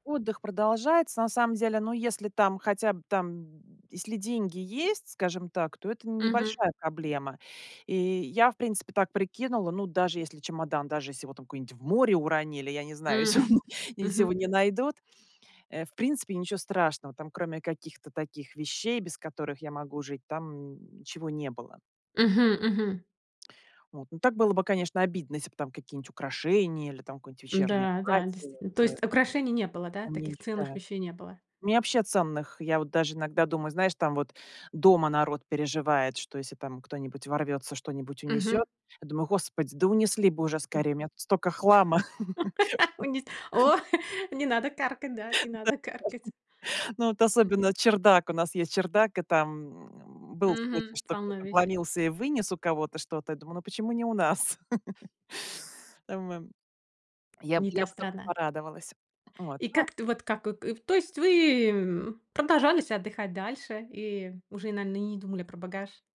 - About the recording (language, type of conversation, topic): Russian, podcast, Случалось ли тебе терять багаж и как это произошло?
- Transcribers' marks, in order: other background noise; laughing while speaking: "если он"; chuckle; laugh; laughing while speaking: "Ой, нез о"; laugh; laughing while speaking: "Да"; laughing while speaking: "каркать"; laugh; "наверно" said as "наино"